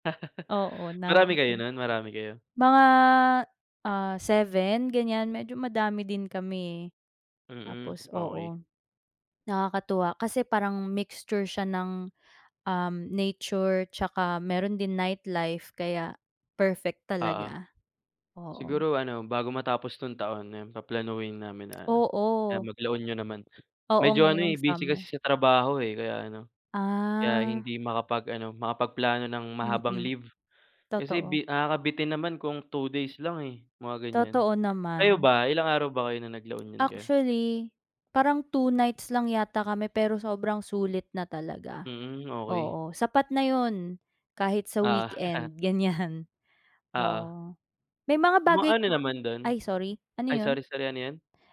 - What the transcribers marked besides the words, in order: laugh; other background noise; tapping; background speech; laugh; laughing while speaking: "ganyan"
- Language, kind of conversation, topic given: Filipino, unstructured, Ano ang pinakamasayang alaala mo sa isang biyahe sa kalsada?